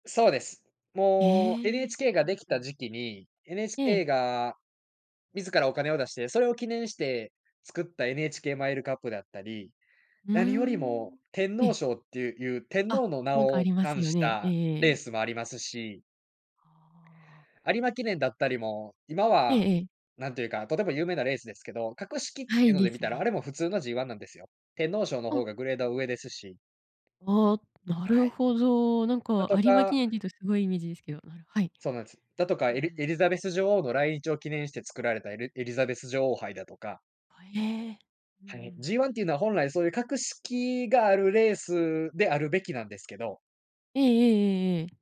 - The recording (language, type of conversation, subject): Japanese, podcast, 昔のゲームに夢中になった理由は何でしたか？
- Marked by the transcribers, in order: none